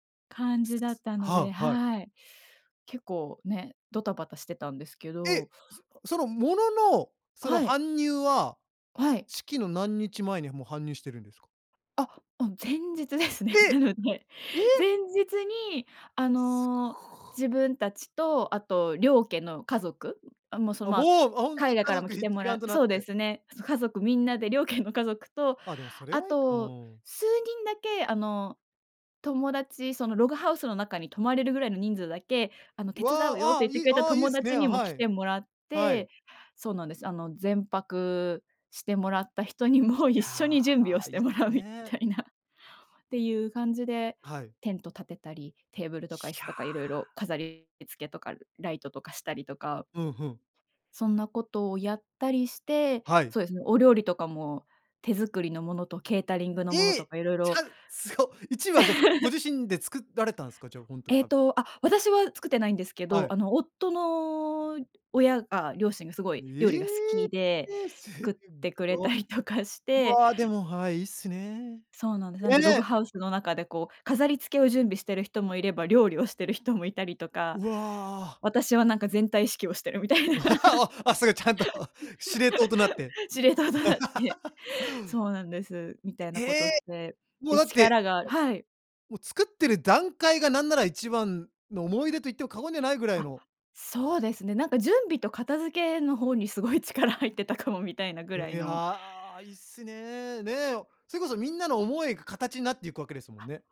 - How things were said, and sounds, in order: laughing while speaking: "ですね。なので"; surprised: "で、え？"; laughing while speaking: "両家"; laughing while speaking: "にも一緒に準備をしてもらうみたいな"; other background noise; unintelligible speech; laugh; unintelligible speech; laughing while speaking: "たりとか"; laughing while speaking: "してる人も"; laugh; laughing while speaking: "すごい、ちゃんと"; laughing while speaking: "してみたいな。 司令塔となって"; laugh; laughing while speaking: "力入ってたかも"
- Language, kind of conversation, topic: Japanese, podcast, 家族との思い出で一番心に残っていることは？